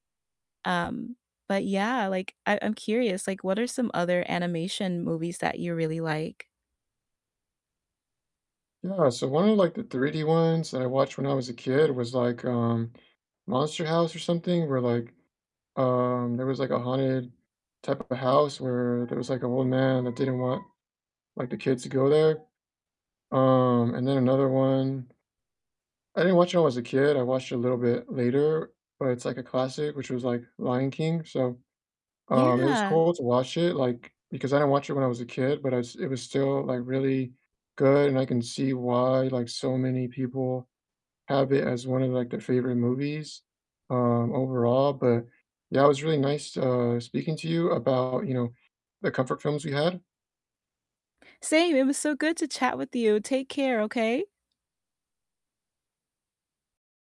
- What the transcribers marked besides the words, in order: other background noise
- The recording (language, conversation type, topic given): English, unstructured, What comfort films do you rewatch on rainy days?
- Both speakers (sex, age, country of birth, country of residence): female, 30-34, United States, United States; male, 25-29, United States, United States